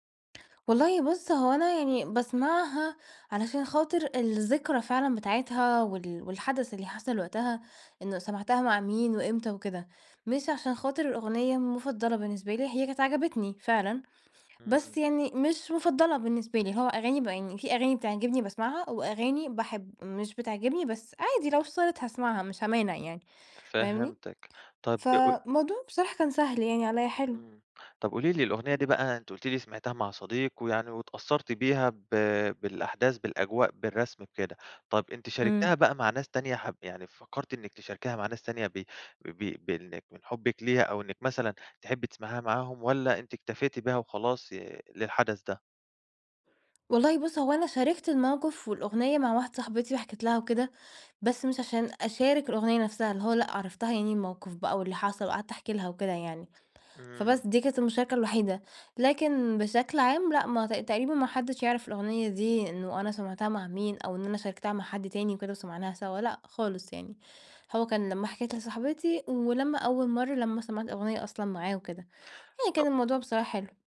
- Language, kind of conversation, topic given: Arabic, podcast, إيه هي الأغنية اللي سمعتها وإنت مع صاحبك ومش قادر تنساها؟
- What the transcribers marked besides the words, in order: none